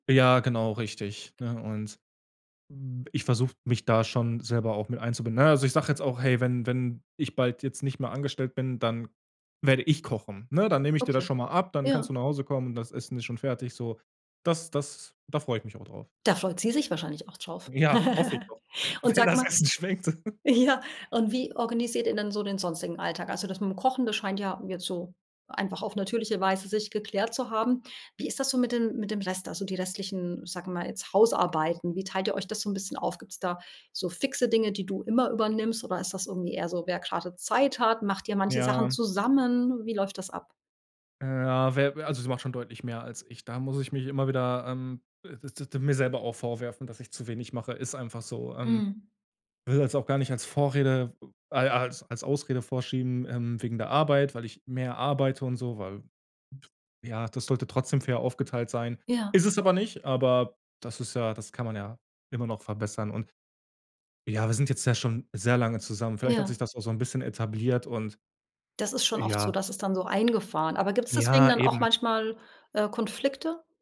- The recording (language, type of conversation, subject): German, podcast, Wie gelingt es euch, Job und Beziehung miteinander zu vereinbaren?
- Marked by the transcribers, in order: chuckle; snort; laughing while speaking: "wenn das Essen schmeckt"; chuckle; other background noise; other noise